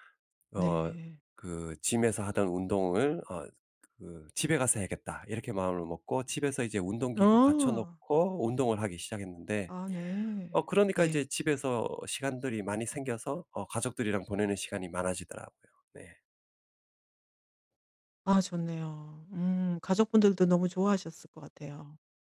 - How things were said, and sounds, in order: in English: "Gym에서"
- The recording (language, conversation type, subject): Korean, podcast, 일과 개인 생활의 균형을 어떻게 관리하시나요?